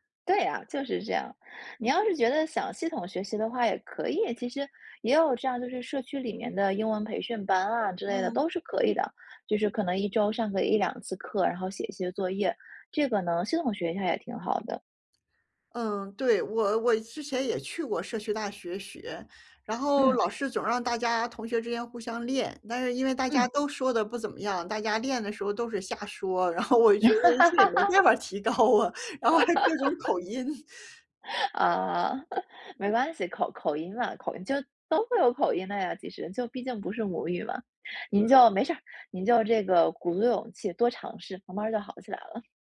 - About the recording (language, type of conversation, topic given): Chinese, advice, 如何克服用外语交流时的不确定感？
- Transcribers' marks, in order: laughing while speaking: "然后我觉得这也没办法提高啊，然后还有各种口音"; laugh; laugh; chuckle